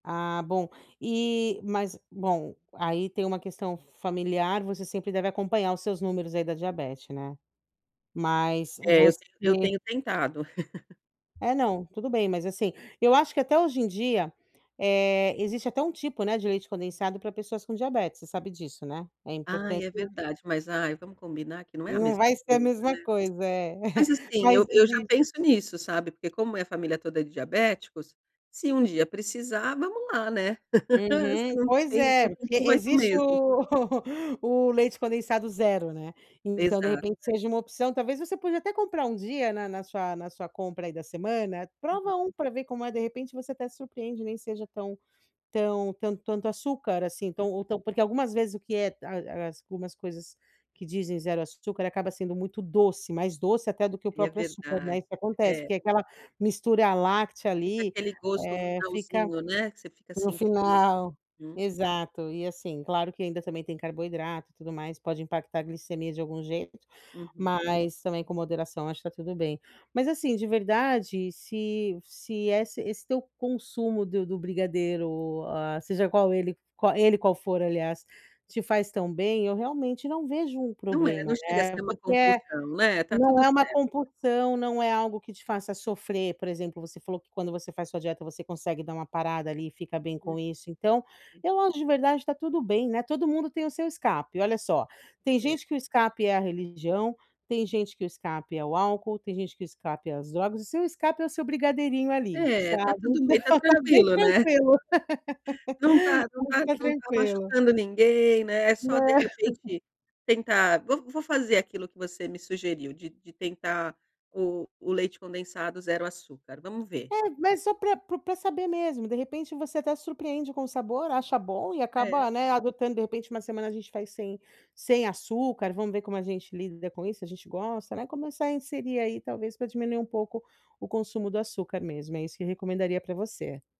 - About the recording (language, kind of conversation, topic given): Portuguese, advice, Como posso controlar desejos e compulsões alimentares?
- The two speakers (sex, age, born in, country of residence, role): female, 40-44, Brazil, United States, advisor; female, 50-54, Brazil, Portugal, user
- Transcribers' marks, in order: other background noise; laugh; tapping; tongue click; laugh; laugh; "algumas" said as "asgumas"; laughing while speaking: "então tá bem tranquilo"; laugh; laugh